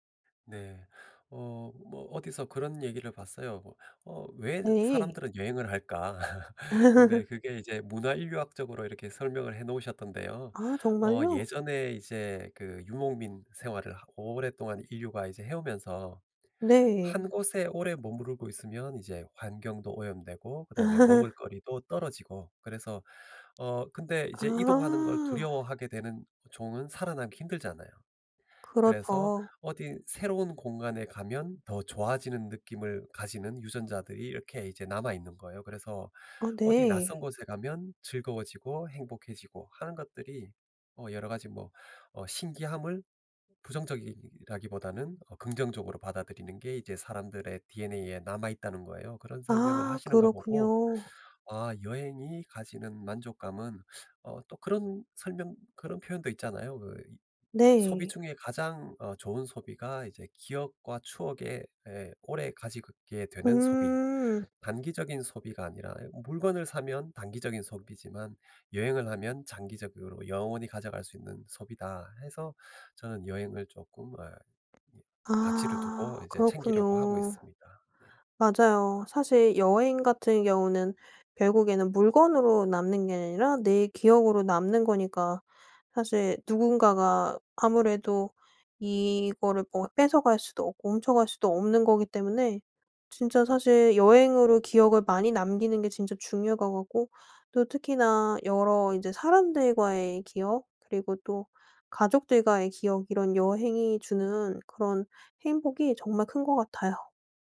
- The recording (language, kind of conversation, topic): Korean, podcast, 돈과 삶의 의미는 어떻게 균형을 맞추나요?
- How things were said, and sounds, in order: laugh; laugh; tapping; other background noise